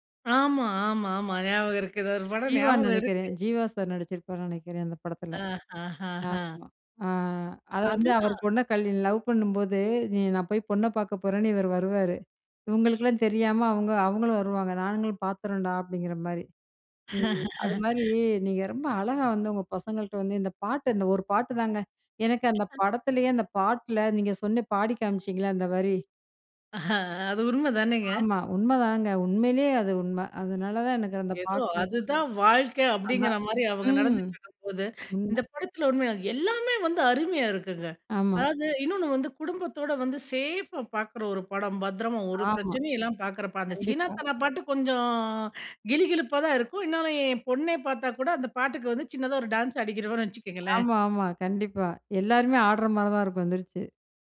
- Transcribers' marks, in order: other noise; laugh; in English: "சேஃபா"; "இருந்தாலும்" said as "இன்னாலே"
- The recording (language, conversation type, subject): Tamil, podcast, நீங்கள் மீண்டும் மீண்டும் பார்க்கும் பழைய படம் எது, அதை மீண்டும் பார்க்க வைக்கும் காரணம் என்ன?